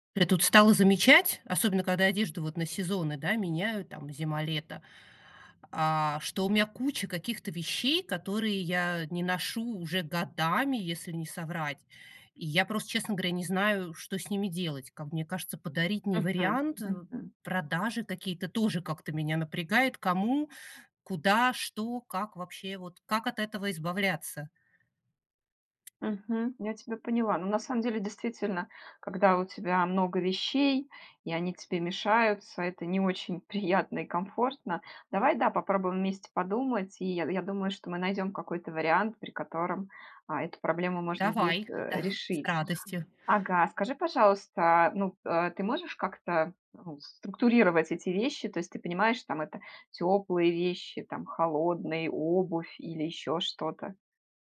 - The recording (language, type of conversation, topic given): Russian, advice, Что мне делать с одеждой, которую я не ношу, но не могу продать или отдать?
- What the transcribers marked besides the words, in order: tapping